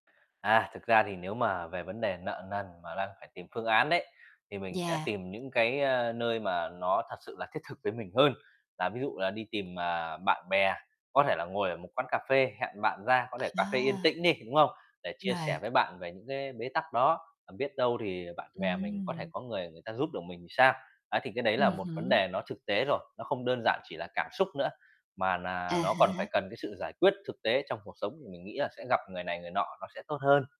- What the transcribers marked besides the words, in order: tapping; distorted speech
- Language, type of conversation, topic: Vietnamese, podcast, Không gian nào giúp bạn thoát khỏi bế tắc nhanh nhất?
- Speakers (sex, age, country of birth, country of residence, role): female, 45-49, Vietnam, United States, host; male, 30-34, Vietnam, Vietnam, guest